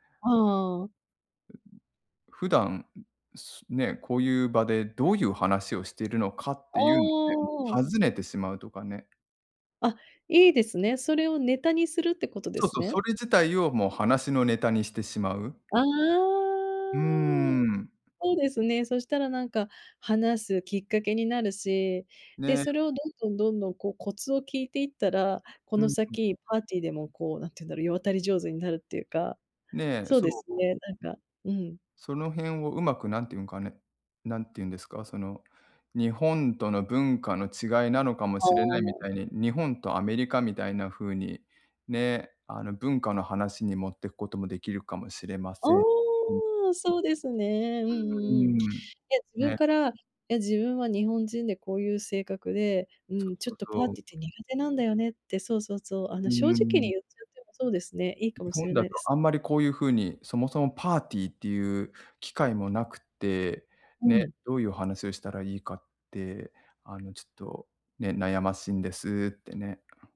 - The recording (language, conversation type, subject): Japanese, advice, パーティーで居心地が悪いとき、どうすれば楽しく過ごせますか？
- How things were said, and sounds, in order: groan; tapping; other background noise